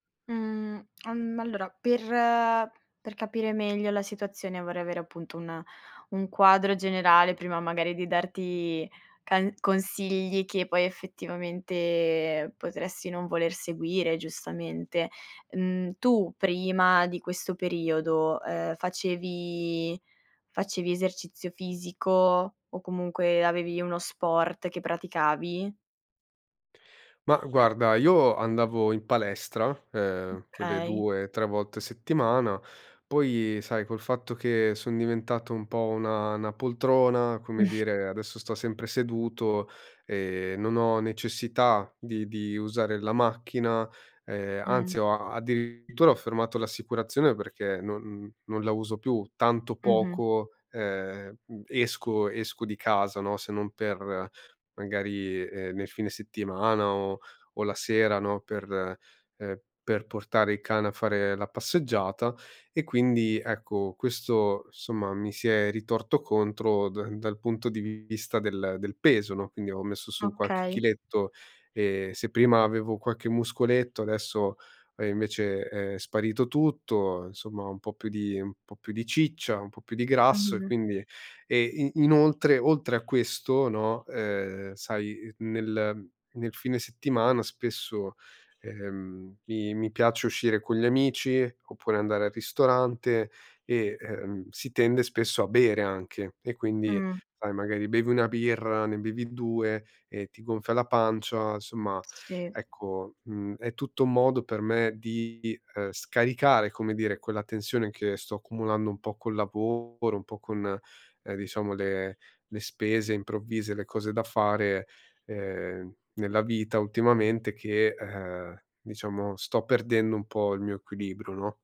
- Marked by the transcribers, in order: tongue click; chuckle; other background noise
- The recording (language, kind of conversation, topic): Italian, advice, Bere o abbuffarsi quando si è stressati